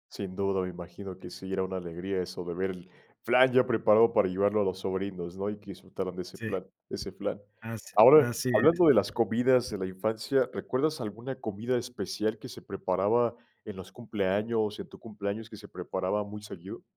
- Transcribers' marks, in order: none
- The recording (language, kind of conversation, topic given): Spanish, podcast, ¿Qué recuerdos te evoca la comida de tu infancia?